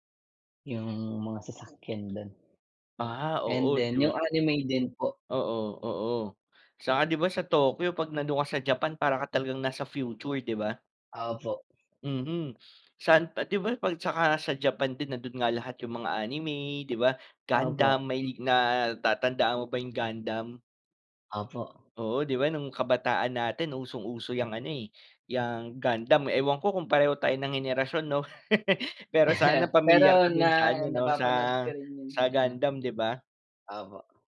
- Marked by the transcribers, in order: other background noise; tapping; chuckle; laugh
- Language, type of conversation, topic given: Filipino, unstructured, Saan mo gustong magbakasyon kung walang limitasyon?